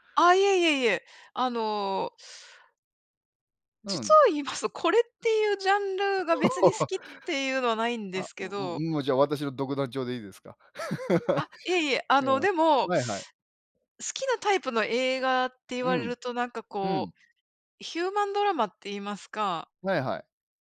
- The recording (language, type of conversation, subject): Japanese, unstructured, 好きな映画のジャンルは何ですか？
- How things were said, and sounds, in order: laugh; other noise; laugh